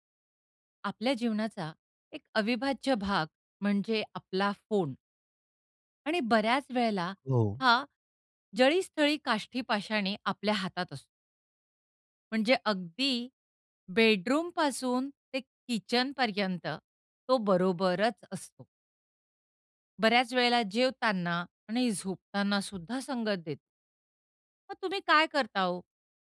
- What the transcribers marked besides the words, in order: in English: "बेडरूमपासून"
- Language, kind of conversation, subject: Marathi, podcast, फोन बाजूला ठेवून जेवताना तुम्हाला कसं वाटतं?